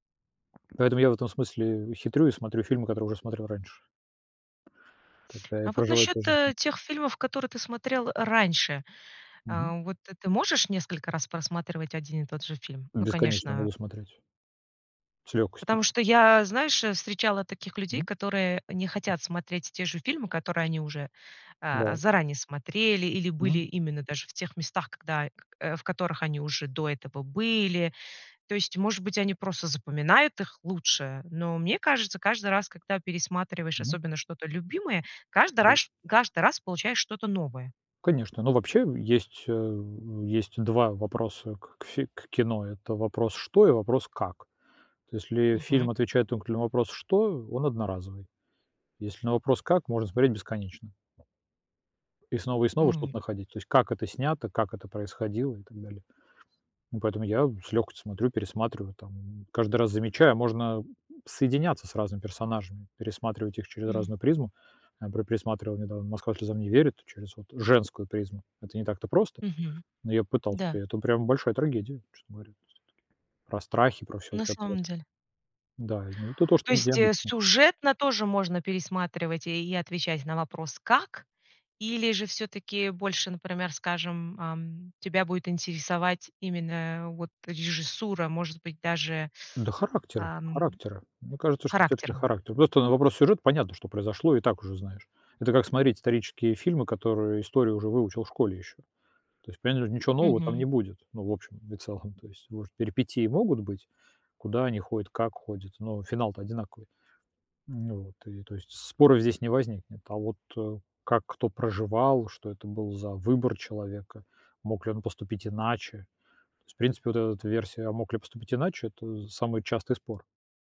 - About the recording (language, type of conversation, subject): Russian, podcast, Почему концовки заставляют нас спорить часами?
- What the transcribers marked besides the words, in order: tapping; unintelligible speech; stressed: "женскую"; other noise